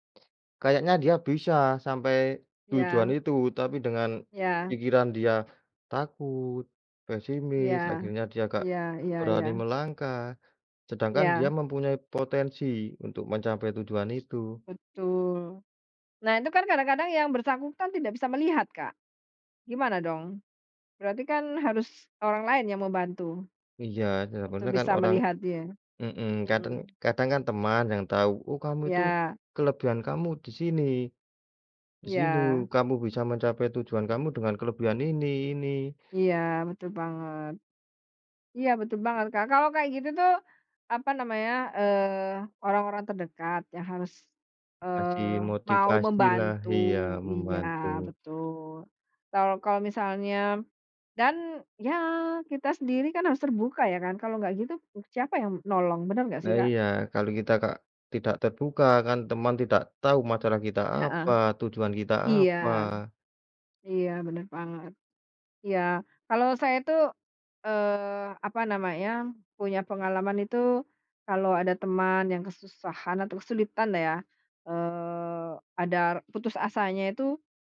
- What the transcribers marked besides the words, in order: tapping; other background noise
- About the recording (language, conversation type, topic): Indonesian, unstructured, Hal apa yang paling kamu takuti kalau kamu tidak berhasil mencapai tujuan hidupmu?